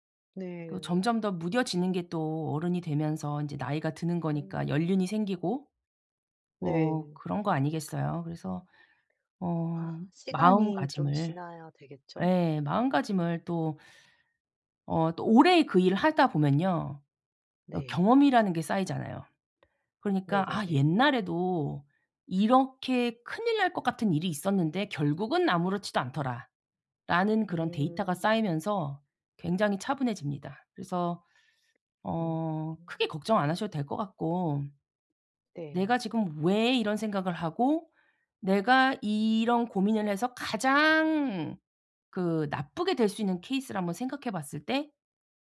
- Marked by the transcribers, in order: tapping
- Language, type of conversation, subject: Korean, advice, 복잡한 일을 앞두고 불안감과 자기의심을 어떻게 줄일 수 있을까요?